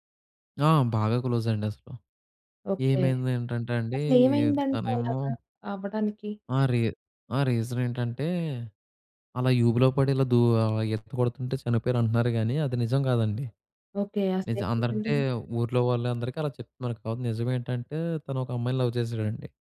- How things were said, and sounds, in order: in English: "లవ్"
- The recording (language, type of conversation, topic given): Telugu, podcast, నది ఒడ్డున నిలిచినప్పుడు మీకు గుర్తొచ్చిన ప్రత్యేక క్షణం ఏది?